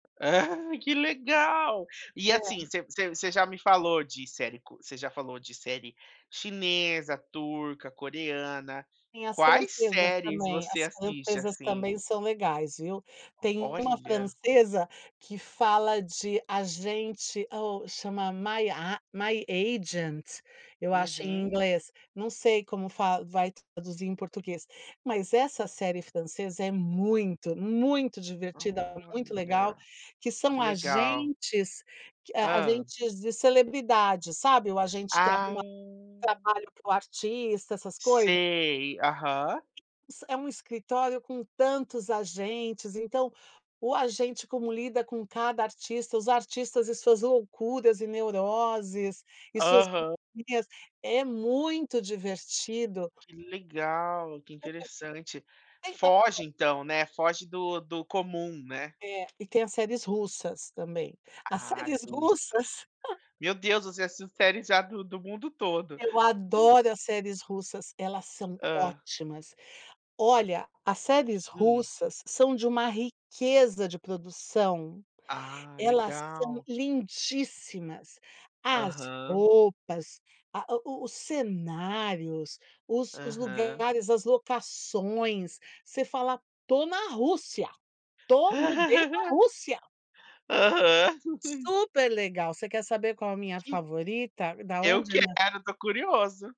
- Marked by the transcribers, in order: giggle; tapping; unintelligible speech; giggle; chuckle; giggle; giggle
- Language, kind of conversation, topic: Portuguese, podcast, O que explica a ascensão de séries internacionais?